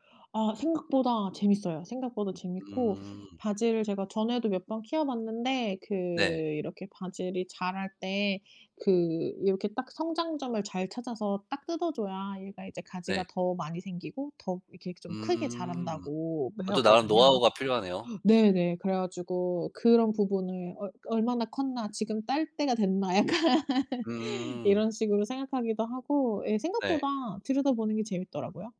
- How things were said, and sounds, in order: tapping; laughing while speaking: "약간"
- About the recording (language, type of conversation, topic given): Korean, unstructured, 요즘 가장 자주 하는 일은 무엇인가요?